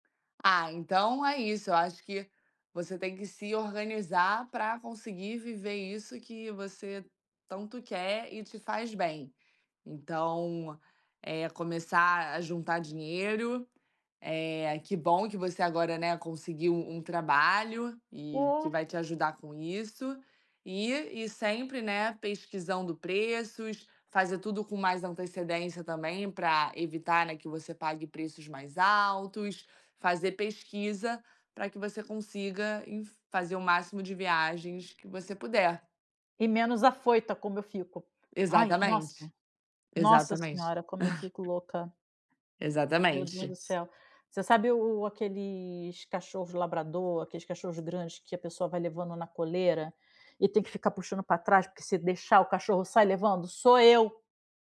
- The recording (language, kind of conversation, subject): Portuguese, advice, Como planejar férias divertidas com pouco tempo e um orçamento limitado?
- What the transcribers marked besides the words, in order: tapping; other background noise; chuckle